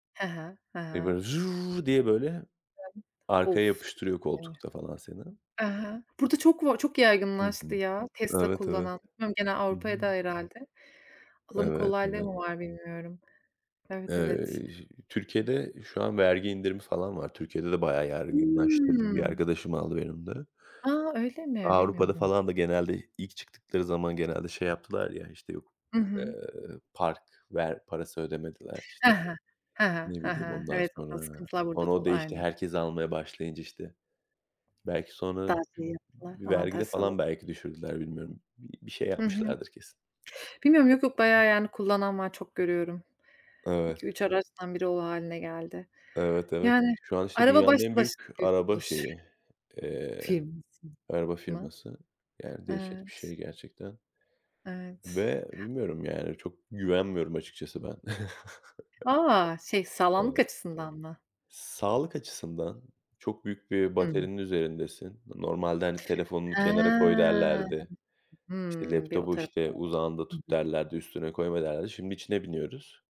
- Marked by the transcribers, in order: other noise; unintelligible speech; other background noise; tapping; unintelligible speech; unintelligible speech; chuckle; drawn out: "He"; unintelligible speech
- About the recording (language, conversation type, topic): Turkish, unstructured, Geçmişteki hangi buluş seni en çok etkiledi?
- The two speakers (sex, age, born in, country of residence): female, 35-39, Turkey, Austria; male, 30-34, Turkey, Portugal